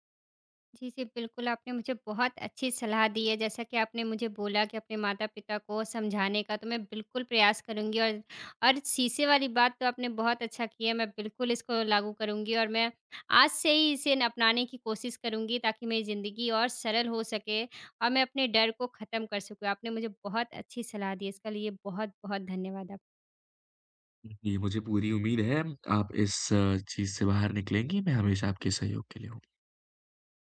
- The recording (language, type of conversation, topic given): Hindi, advice, क्या आपको दोस्तों या परिवार के बीच अपनी राय रखने में डर लगता है?
- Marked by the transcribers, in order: none